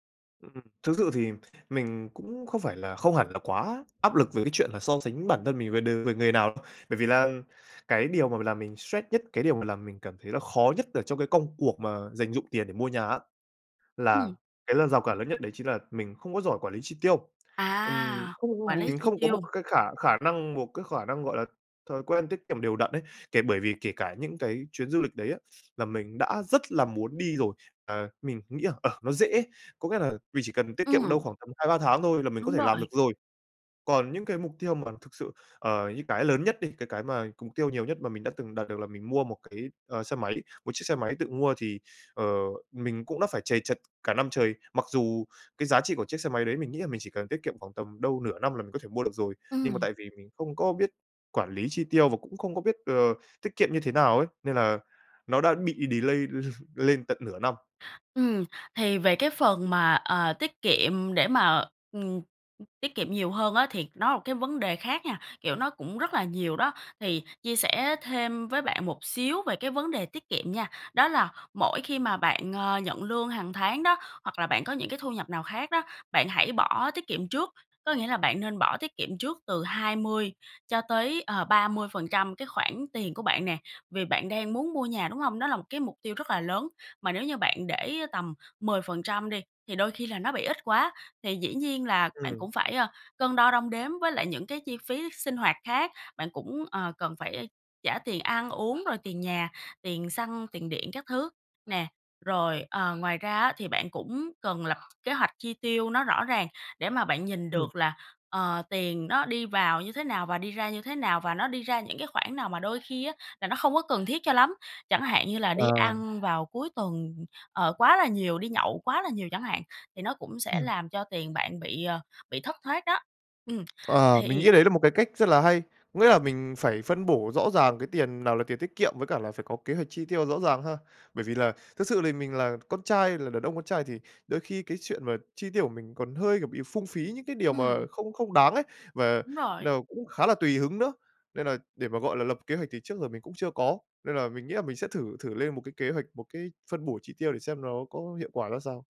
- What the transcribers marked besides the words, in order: tapping; in English: "delay"; chuckle; other background noise
- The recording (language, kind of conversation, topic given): Vietnamese, advice, Làm sao để dành tiền cho mục tiêu lớn như mua nhà?